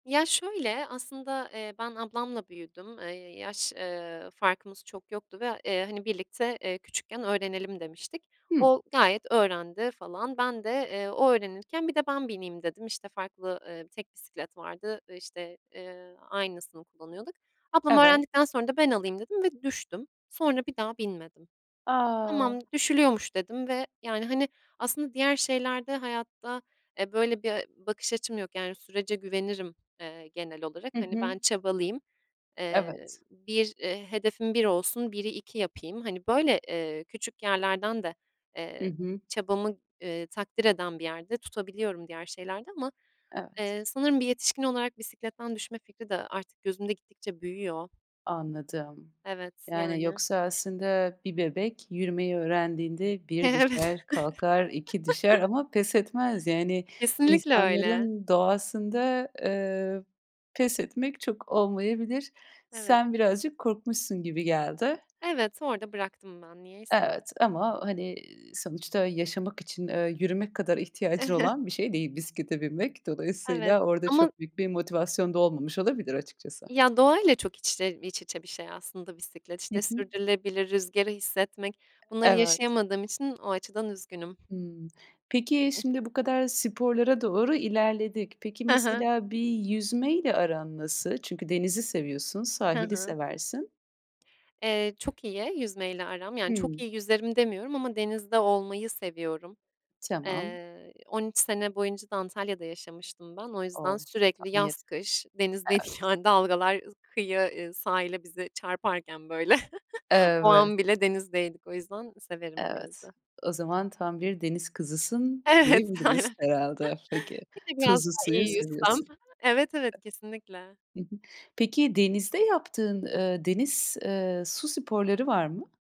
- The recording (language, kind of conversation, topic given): Turkish, podcast, Doğada vakit geçirmenin sana faydası ne oluyor?
- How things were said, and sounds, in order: other background noise; laughing while speaking: "Evet"; chuckle; tapping; chuckle; unintelligible speech; laughing while speaking: "denizdeydik"; chuckle; laughing while speaking: "Evet, aynen"; chuckle; other noise